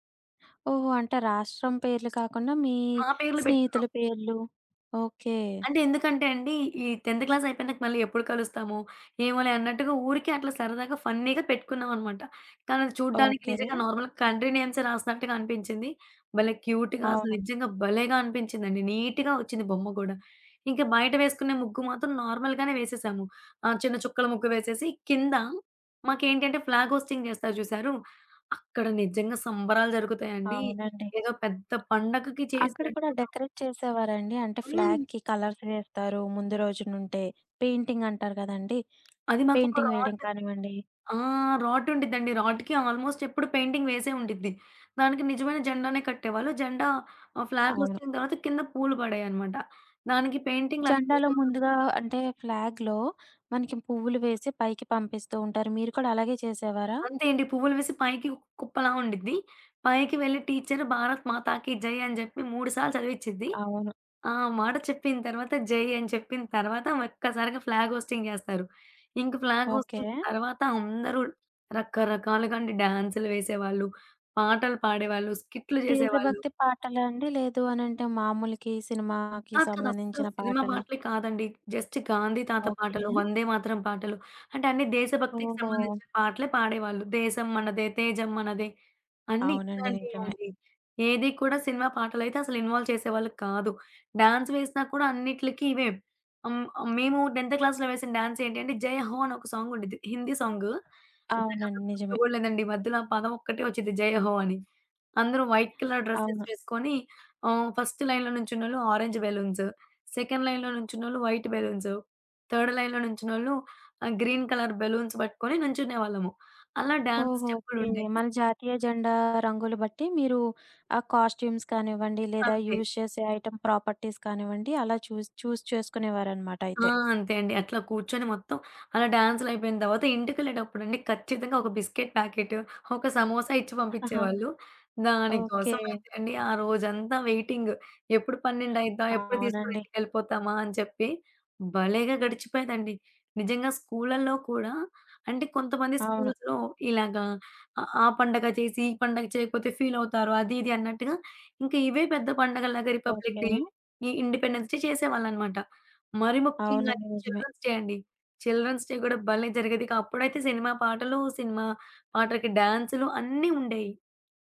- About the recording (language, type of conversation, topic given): Telugu, podcast, పండుగ రోజు మీరు అందరితో కలిసి గడిపిన ఒక రోజు గురించి చెప్పగలరా?
- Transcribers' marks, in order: other background noise; in English: "ఫన్నీగా"; in English: "నార్మల్‌గ కంట్రీ"; in English: "క్యూట్‌గా"; in English: "నీట్‌గా"; in English: "నార్మల్"; in English: "ఫ్లాగ్ హోస్టింగ్"; in English: "డెకరేట్"; in English: "ఫ్లాగ్‌కి కలర్స్"; in English: "పెయింటింగ్"; in English: "రాడ్"; in English: "ఆల్మోస్ట్"; in English: "పెయింటింగ్"; in English: "ఫ్లాగ్ హోస్టింగ్"; in English: "పెయింటింగ్"; in English: "ఫ్లాగ్‌లో"; in English: "ఫ్లాగ్ హోస్టింగ్"; in English: "ఫ్లాగ్ హోస్టింగ్"; in English: "జస్ట్"; in English: "టెన్థ్"; in English: "వైట్ కలర్ డ్రస్సెస్"; in English: "ఫస్ట్"; in English: "ఆరెంజ్"; in English: "సెకండ్ లైన్‌లో"; in English: "వైట్"; in English: "థర్డ్ లైన్‌లో"; in English: "గ్రీన్ కలర్ బలూన్స్"; in English: "డాన్స్"; in English: "కాస్ట్యూమ్స్"; in English: "యూజ్"; in English: "ఐటెమ్ ప్రాపర్టీస్"; in English: "చూస్, చూజ్"; in English: "వెయిటింగ్"; in English: "రిపబ్లిక్ డే"; in English: "ఇండిపెండెన్స్ డే"; in English: "చిల్డ్రన్స్ డే"; in English: "చిల్డ్రన్స్ డే"